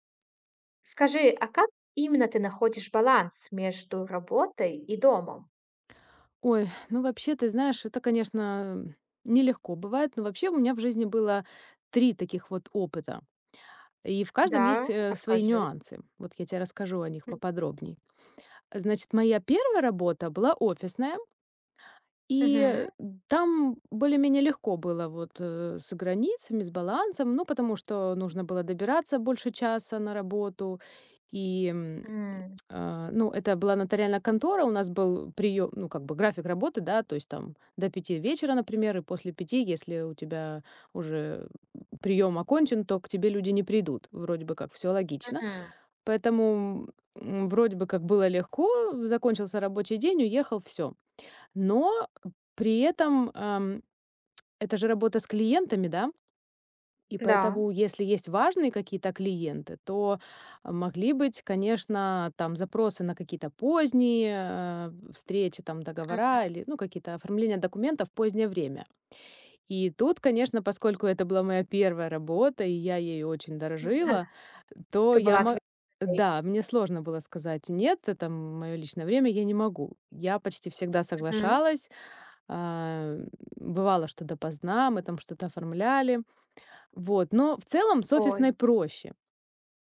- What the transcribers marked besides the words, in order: tapping; unintelligible speech
- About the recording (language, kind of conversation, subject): Russian, podcast, Как ты находишь баланс между работой и домом?